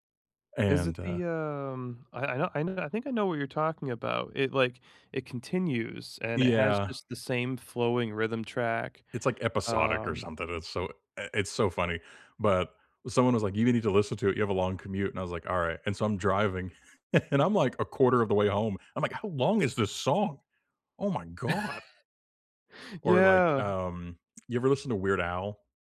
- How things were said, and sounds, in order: chuckle; chuckle
- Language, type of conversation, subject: English, unstructured, Which soundtracks or scores make your everyday moments feel cinematic, and what memories do they carry?
- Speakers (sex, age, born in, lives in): male, 30-34, United States, United States; male, 35-39, United States, United States